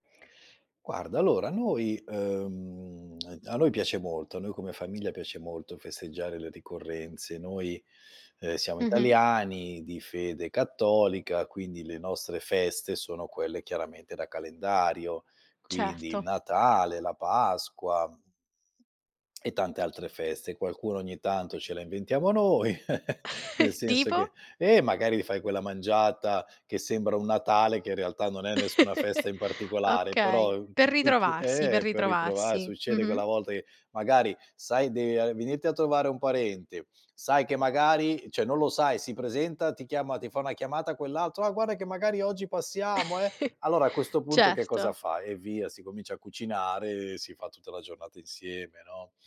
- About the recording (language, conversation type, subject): Italian, podcast, Come festeggiate una ricorrenza importante a casa vostra?
- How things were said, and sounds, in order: lip smack; other background noise; chuckle; tapping; chuckle; chuckle; "cioè" said as "ceh"; put-on voice: "Ah, guarda che magari oggi passiamo eh!"; chuckle